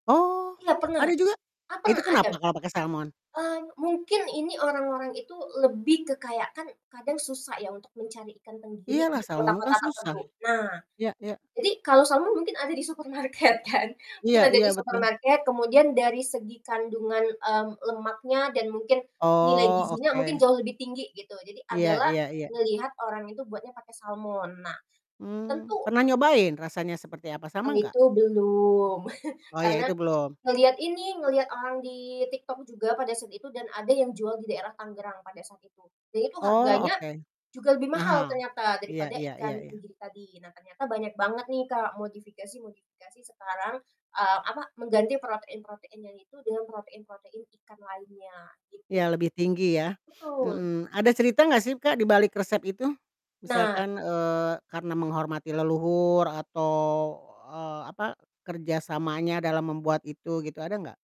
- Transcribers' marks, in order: unintelligible speech; static; laughing while speaking: "supermarket"; chuckle; other background noise
- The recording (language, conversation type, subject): Indonesian, podcast, Makanan atau resep keluarga apa yang diwariskan turun-temurun beserta nilai di baliknya?